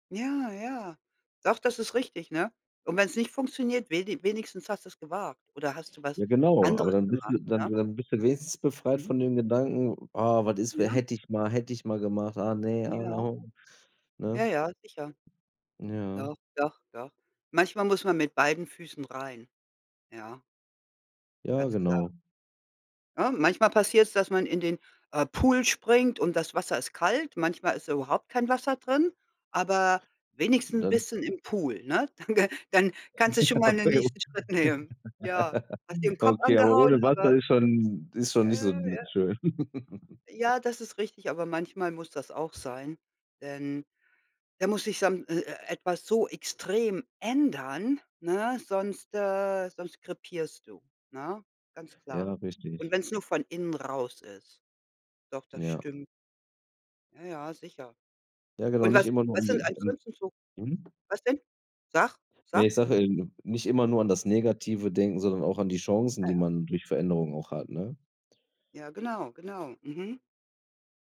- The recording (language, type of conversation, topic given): German, unstructured, Was bedeutet für dich ein gutes Leben?
- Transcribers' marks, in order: laugh; laughing while speaking: "Okay"; unintelligible speech; laugh; chuckle; unintelligible speech; other background noise